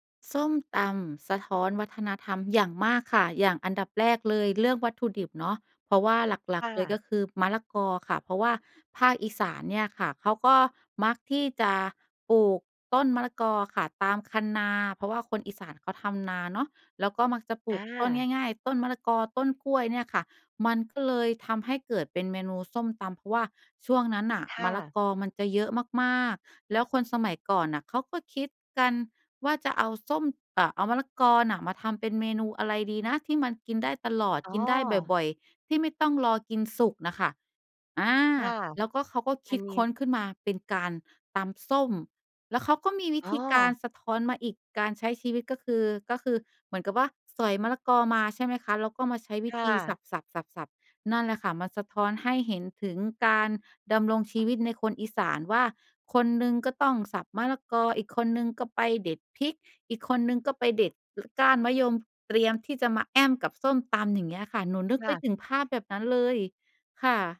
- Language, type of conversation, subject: Thai, podcast, อาหารแบบบ้าน ๆ ของครอบครัวคุณบอกอะไรเกี่ยวกับวัฒนธรรมของคุณบ้าง?
- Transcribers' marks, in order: none